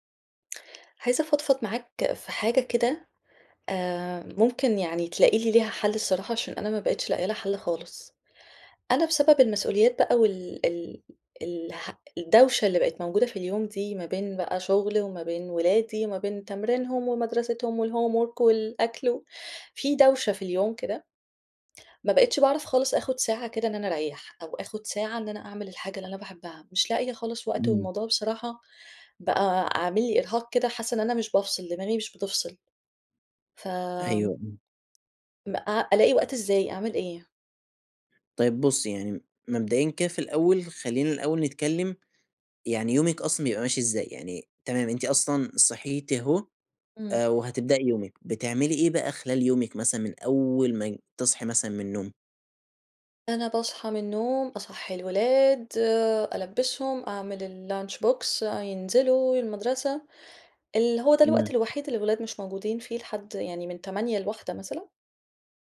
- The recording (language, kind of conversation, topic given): Arabic, advice, إزاي أقدر ألاقي وقت للراحة والهوايات؟
- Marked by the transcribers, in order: in English: "والhomework"; in English: "الlunch box"; tapping